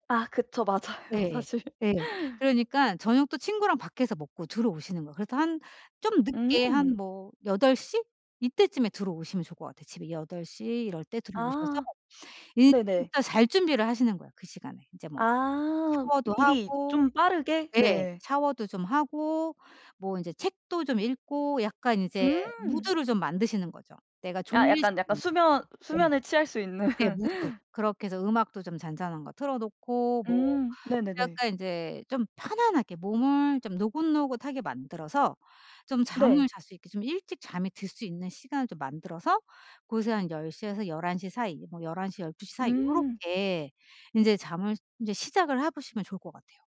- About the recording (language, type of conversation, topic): Korean, advice, 어떻게 하면 매일 규칙적인 취침 전 루틴을 만들 수 있을까요?
- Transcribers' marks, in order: laughing while speaking: "맞아요 사실"; laughing while speaking: "취할 수 있는"; tapping